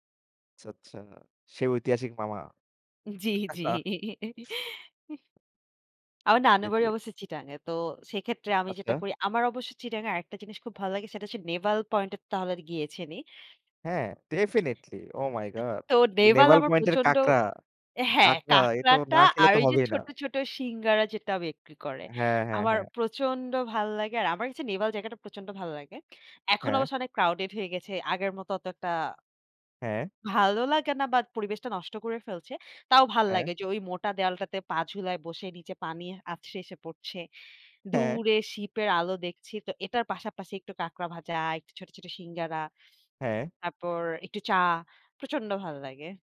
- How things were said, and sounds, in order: laughing while speaking: "জি, জি"; chuckle; unintelligible speech; other background noise; tapping
- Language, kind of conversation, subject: Bengali, unstructured, আপনার কাছে সেরা রাস্তার খাবার কোনটি, এবং কেন?